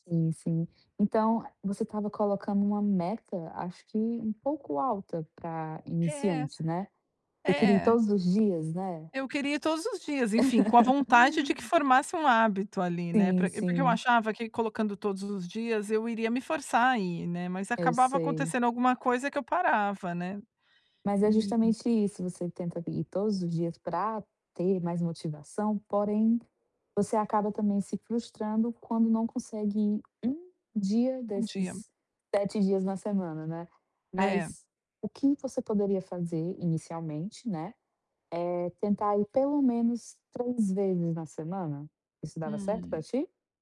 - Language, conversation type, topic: Portuguese, advice, Como posso criar o hábito de me exercitar regularmente?
- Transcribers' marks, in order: laugh